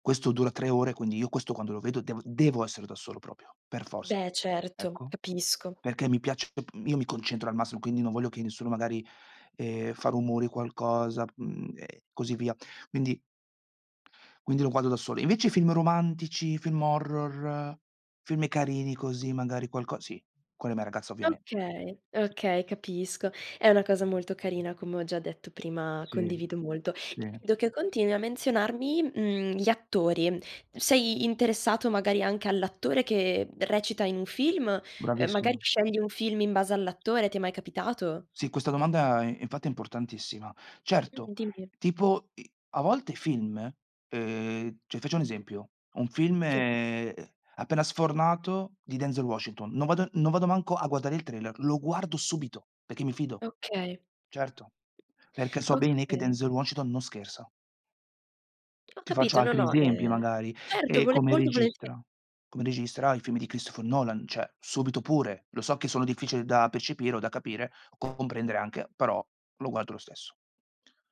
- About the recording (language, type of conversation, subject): Italian, podcast, Qual è un film che ti ha cambiato la vita e perché?
- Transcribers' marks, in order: stressed: "devo"; unintelligible speech; tapping; unintelligible speech